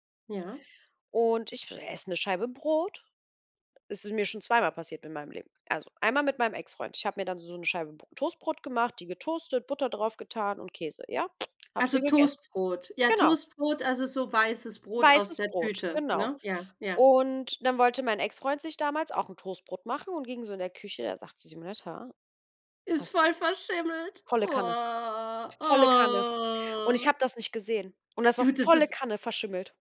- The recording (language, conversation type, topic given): German, unstructured, Wie gehst du mit Essensresten um, die unangenehm riechen?
- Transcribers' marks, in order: other noise; disgusted: "Ist voll verschimmelt"; put-on voice: "Oha. Oh"